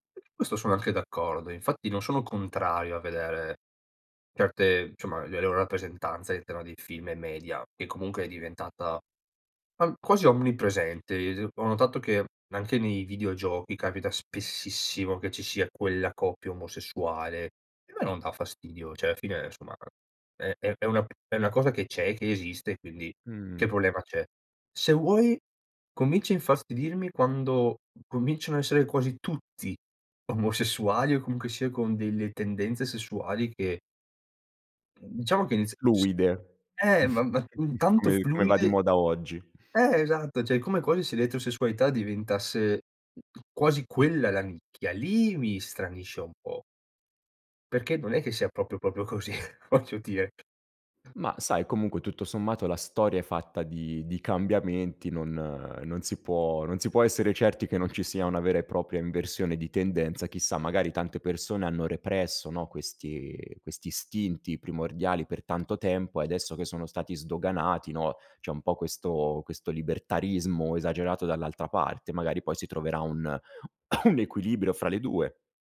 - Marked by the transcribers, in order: other background noise; "insomma" said as "nsomma"; chuckle; "cioè" said as "ceh"; "proprio" said as "propio"; "proprio" said as "propio"; laughing while speaking: "così, voglio dire"; cough
- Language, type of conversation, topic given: Italian, podcast, Qual è, secondo te, l’importanza della diversità nelle storie?